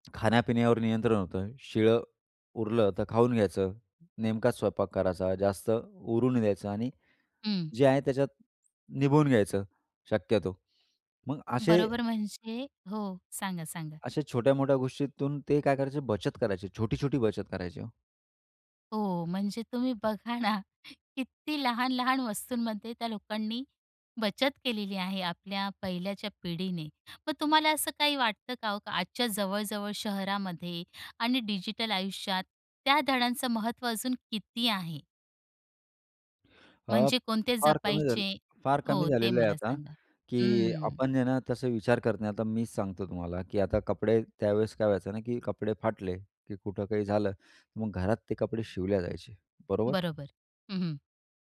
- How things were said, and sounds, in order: other background noise; laughing while speaking: "बघा ना"
- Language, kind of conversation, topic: Marathi, podcast, पिढ्यान्‌पिढ्या घरात पुढे चालत आलेले कोणते व्यवहार्य धडे तुम्हाला सर्वात उपयोगी पडले?